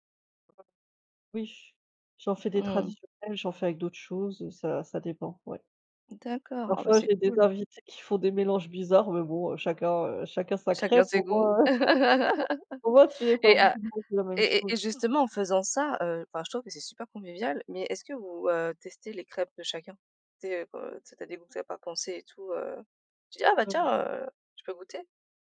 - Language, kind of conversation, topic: French, unstructured, Quel plat simple a toujours du succès chez toi ?
- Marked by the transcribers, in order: unintelligible speech; laugh; chuckle; other background noise; unintelligible speech